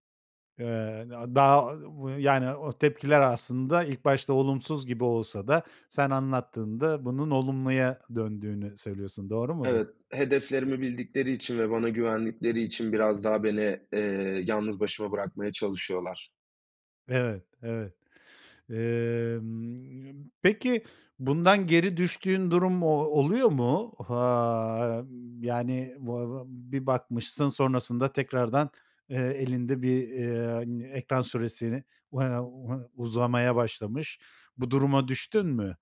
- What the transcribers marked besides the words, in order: other noise; unintelligible speech
- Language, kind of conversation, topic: Turkish, podcast, Ekran süresini azaltmak için ne yapıyorsun?